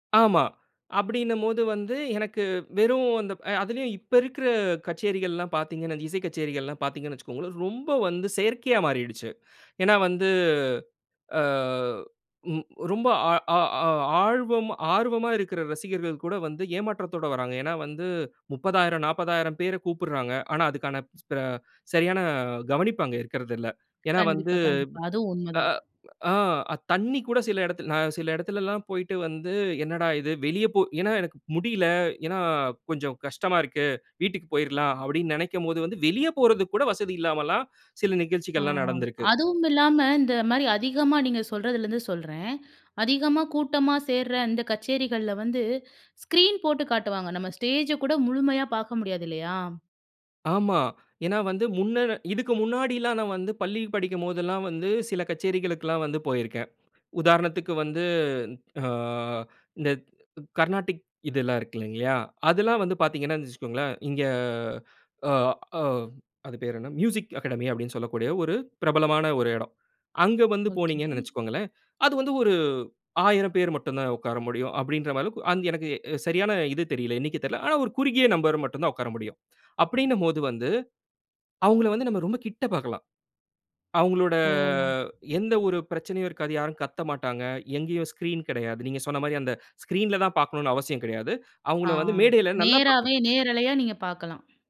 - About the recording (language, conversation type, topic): Tamil, podcast, தொழில்நுட்பம் உங்கள் இசை ஆர்வத்தை எவ்வாறு மாற்றியுள்ளது?
- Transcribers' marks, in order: inhale; "ஆர்வம்-" said as "ஆழ்வம்"; other background noise; inhale; inhale; inhale; inhale; inhale; inhale; in English: "மியூசிக் அகாடமி"; inhale; inhale; other noise; inhale; inhale